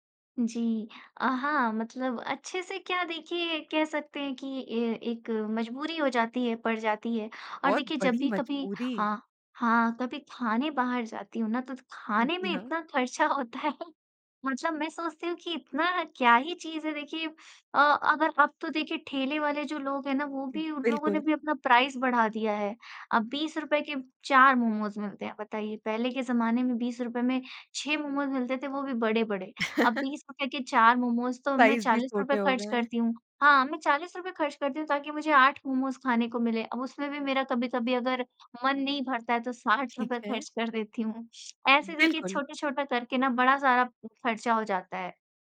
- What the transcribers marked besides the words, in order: laughing while speaking: "खर्चा होता है"; in English: "प्राइस"; chuckle; in English: "साइज़"; laughing while speaking: "देती हूँ"
- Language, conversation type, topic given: Hindi, podcast, डिजिटल भुगतान ने आपके खर्च करने का तरीका कैसे बदला है?